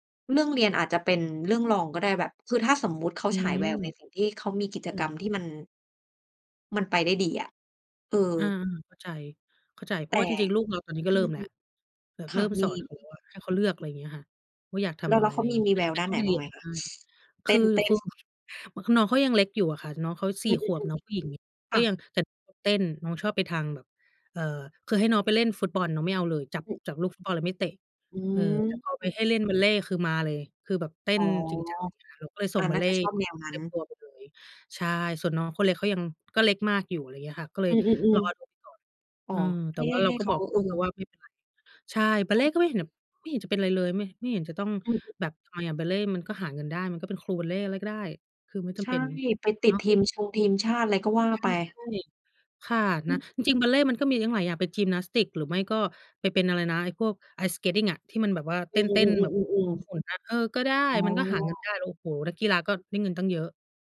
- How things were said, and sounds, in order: other background noise; unintelligible speech
- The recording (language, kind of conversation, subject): Thai, unstructured, ถ้าคนรอบข้างไม่สนับสนุนความฝันของคุณ คุณจะทำอย่างไร?